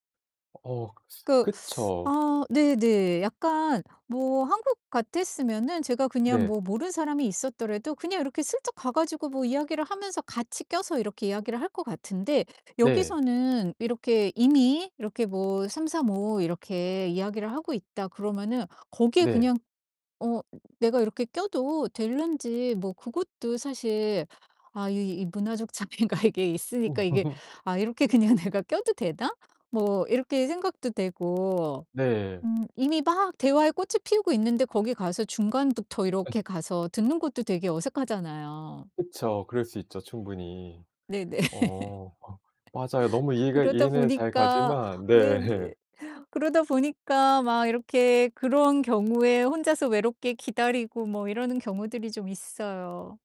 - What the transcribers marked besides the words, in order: other background noise; distorted speech; laughing while speaking: "차이가 이게"; laugh; laughing while speaking: "그냥 내가"; laughing while speaking: "네네"; laugh; laughing while speaking: "네"
- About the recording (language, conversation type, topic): Korean, advice, 사회 모임에서 낯을 많이 가려 외로움을 느꼈던 경험을 설명해 주실 수 있나요?